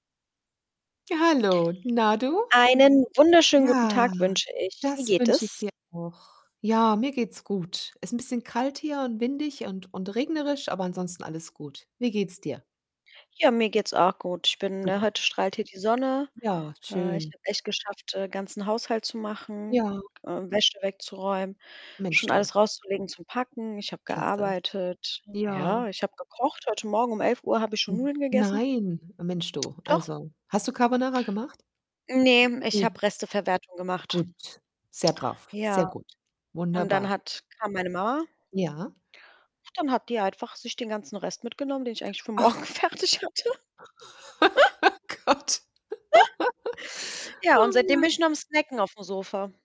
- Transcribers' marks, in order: joyful: "Hallo, na du?"; other background noise; laughing while speaking: "morgen fertig hatte"; laugh; laughing while speaking: "Gott"; laugh
- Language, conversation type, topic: German, unstructured, Was magst du lieber: Schokolade oder Gummibärchen?
- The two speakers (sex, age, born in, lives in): female, 30-34, Italy, Germany; female, 50-54, Germany, Germany